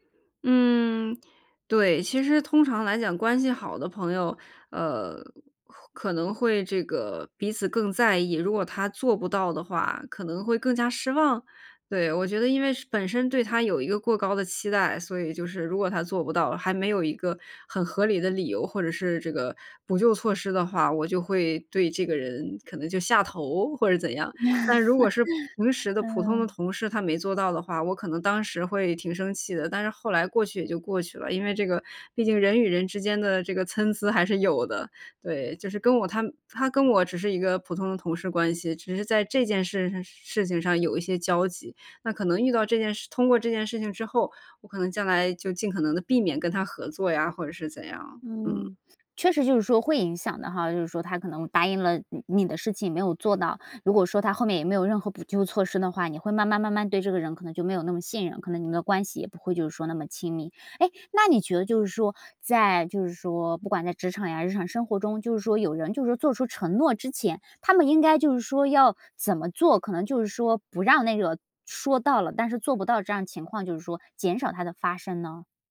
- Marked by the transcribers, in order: laugh
- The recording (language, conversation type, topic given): Chinese, podcast, 你怎么看“说到做到”在日常生活中的作用？